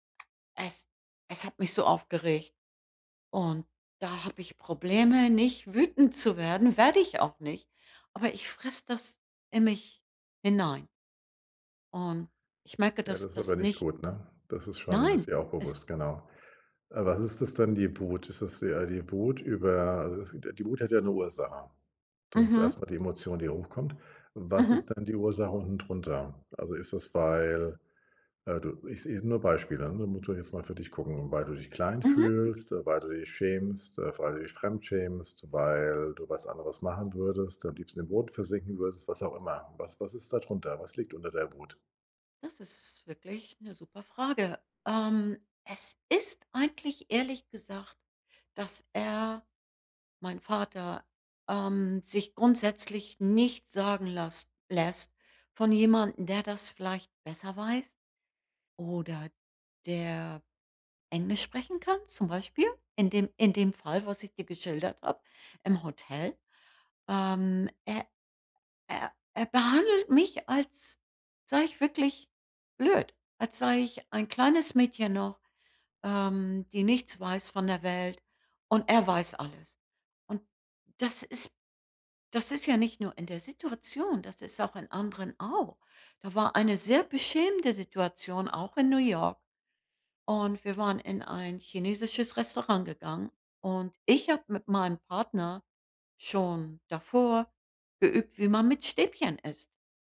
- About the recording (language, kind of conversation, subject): German, advice, Welche schnellen Beruhigungsstrategien helfen bei emotionaler Überflutung?
- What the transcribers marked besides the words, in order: unintelligible speech